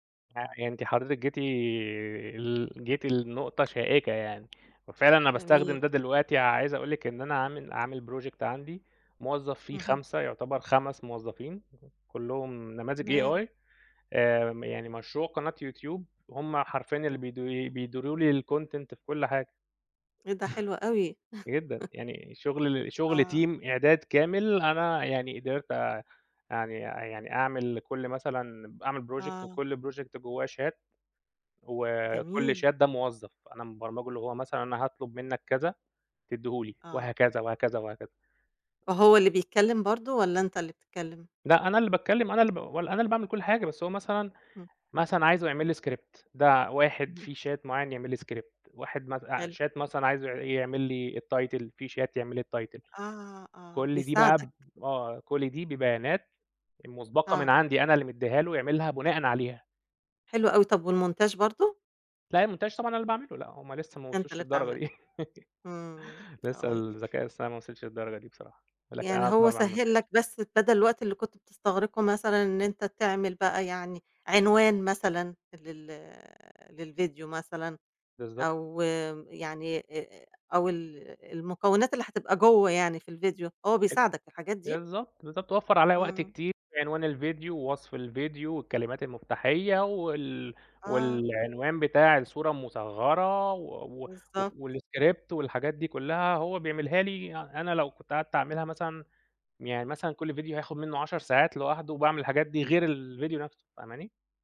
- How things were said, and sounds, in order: tapping; in English: "project"; in English: "AI"; in English: "الcontent"; chuckle; laugh; in English: "team"; in English: "project"; in English: "project"; in English: "شات"; in English: "شات"; in English: "script"; in English: "شات"; in English: "script"; in English: "شات"; in English: "الtitle"; in English: "شات"; in English: "الtitle"; in French: "والmontage"; in French: "الmontage"; laughing while speaking: "دي"; laugh; in French: "montage"; unintelligible speech; in English: "والاسكريبت"
- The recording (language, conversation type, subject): Arabic, podcast, إزاي التكنولوجيا غيّرت روتينك اليومي؟